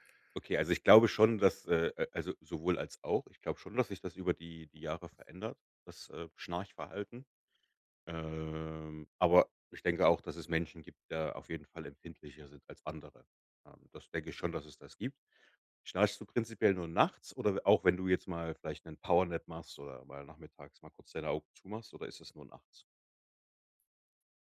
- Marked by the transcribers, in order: drawn out: "Ähm"
- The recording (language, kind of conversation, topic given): German, advice, Wie beeinträchtigt Schnarchen von dir oder deinem Partner deinen Schlaf?